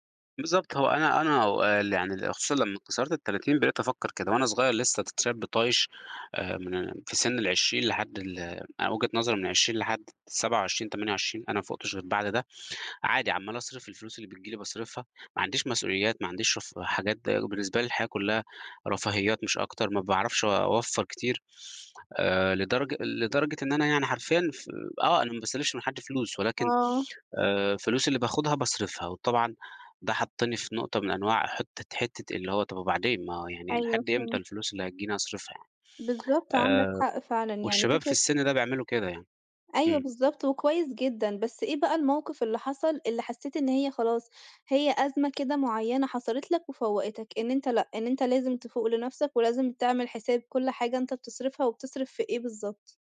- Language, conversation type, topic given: Arabic, podcast, إيه هي تجربتك في تعلُّم أساسيات الفلوس وإدارة الميزانية؟
- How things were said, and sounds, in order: none